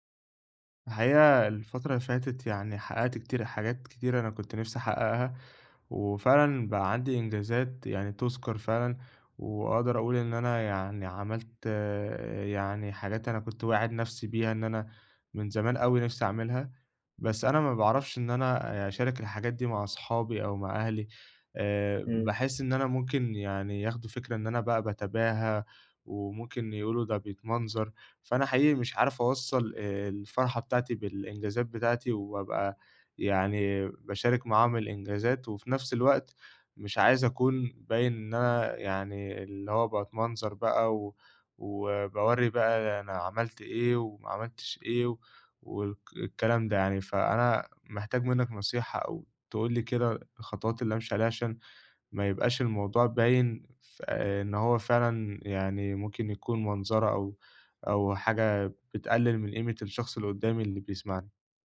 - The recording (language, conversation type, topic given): Arabic, advice, عرض الإنجازات بدون تباهٍ
- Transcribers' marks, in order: tapping